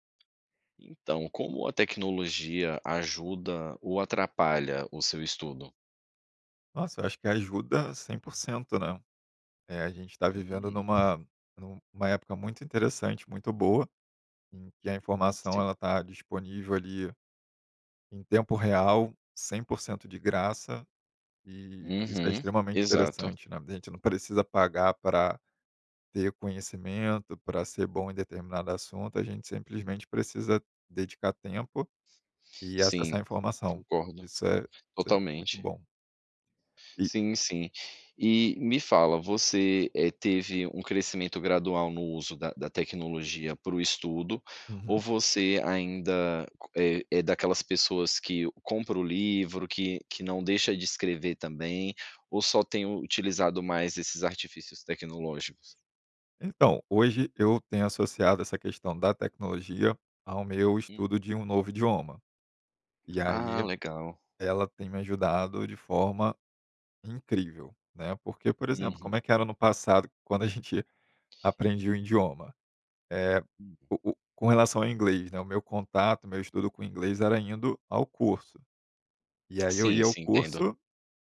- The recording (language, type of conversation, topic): Portuguese, podcast, Como a tecnologia ajuda ou atrapalha seus estudos?
- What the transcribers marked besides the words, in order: "idioma" said as "indioma"; tapping